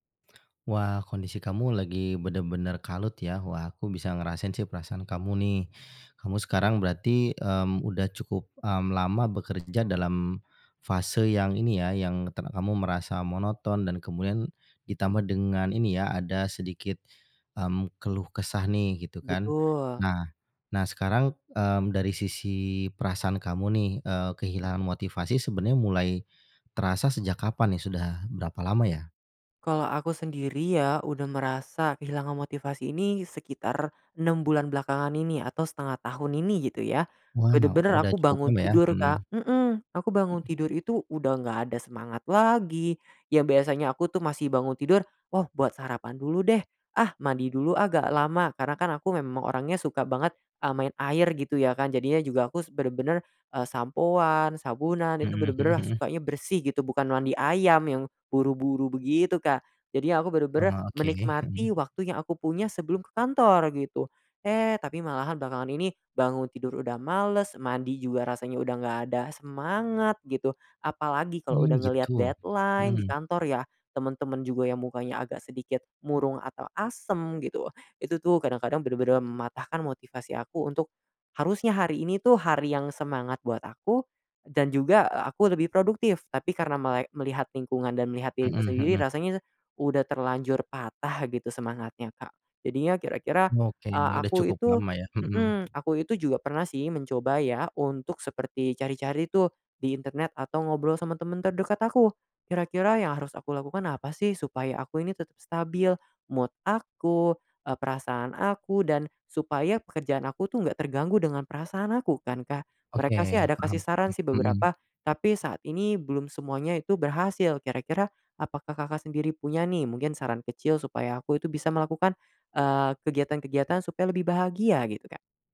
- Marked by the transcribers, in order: in English: "deadline"; in English: "mood"
- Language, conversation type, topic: Indonesian, advice, Bagaimana cara mengatasi hilangnya motivasi dan semangat terhadap pekerjaan yang dulu saya sukai?